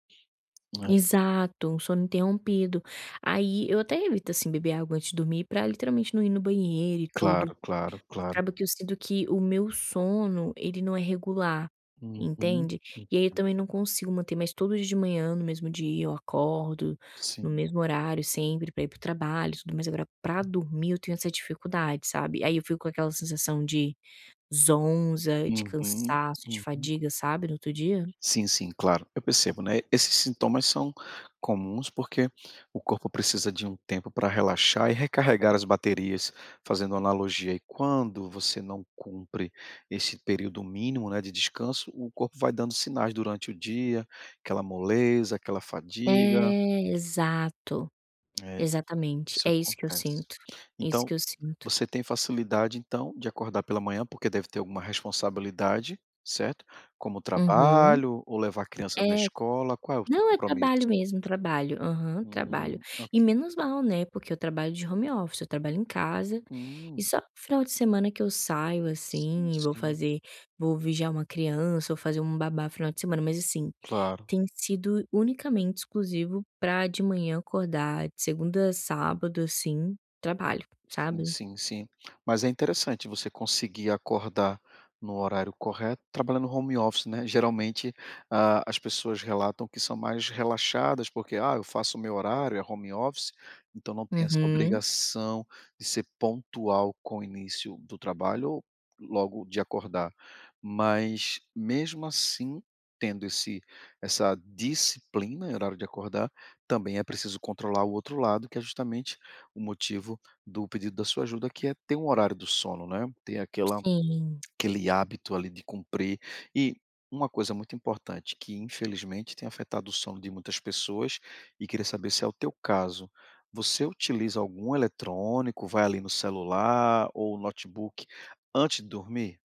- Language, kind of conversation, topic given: Portuguese, advice, Como posso estabelecer um horário de sono regular e sustentável?
- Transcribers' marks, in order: tapping; unintelligible speech; other background noise; in English: "home office"; in English: "home office"